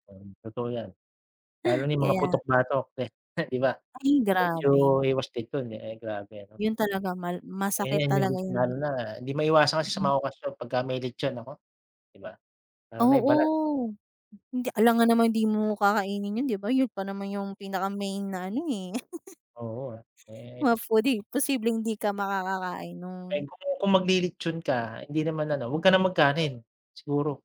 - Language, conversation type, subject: Filipino, unstructured, Ano ang pananaw mo sa pag-aaksaya ng pagkain sa bahay, bakit mahalagang matutong magluto kahit simple lang, at paano mo haharapin ang patuloy na pagtaas ng presyo ng pagkain?
- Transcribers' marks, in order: chuckle; other background noise; unintelligible speech; laugh